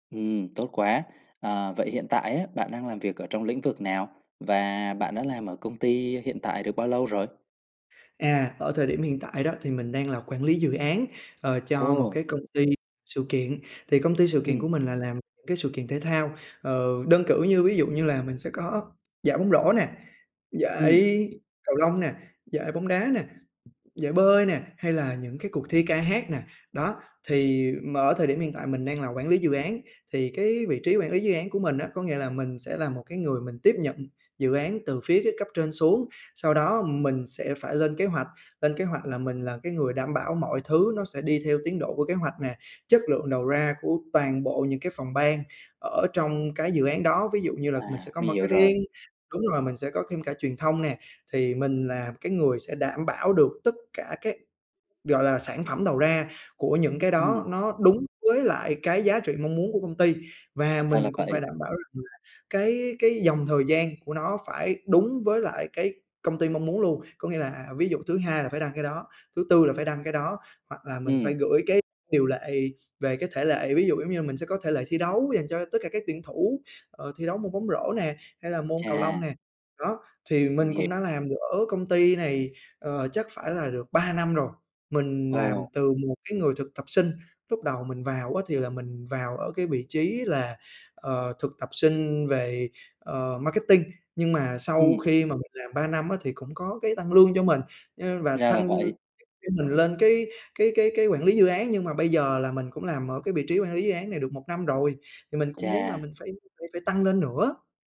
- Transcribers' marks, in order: tapping; background speech
- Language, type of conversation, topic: Vietnamese, advice, Làm thế nào để xin tăng lương hoặc thăng chức với sếp?